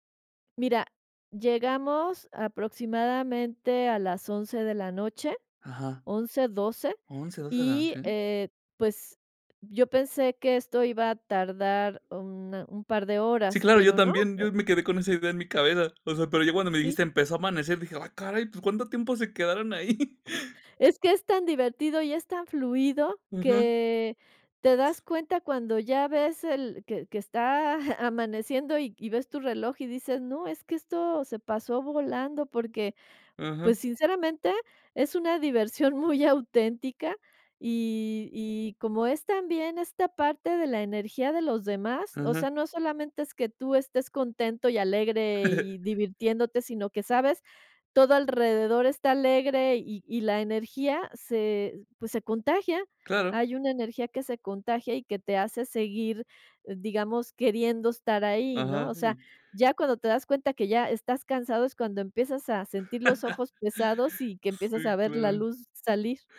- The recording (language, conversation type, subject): Spanish, podcast, ¿Alguna vez te han recomendado algo que solo conocen los locales?
- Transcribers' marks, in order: laughing while speaking: "ahí?"; chuckle; laugh; laugh